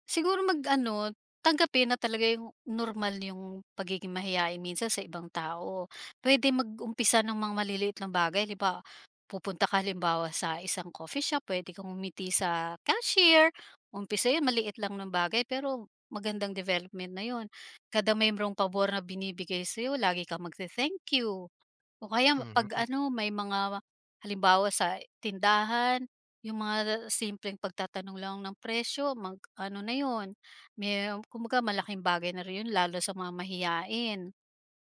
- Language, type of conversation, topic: Filipino, podcast, Paano mo nalalabanan ang hiya kapag lalapit ka sa ibang tao?
- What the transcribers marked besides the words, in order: tapping; "merong" said as "membrong"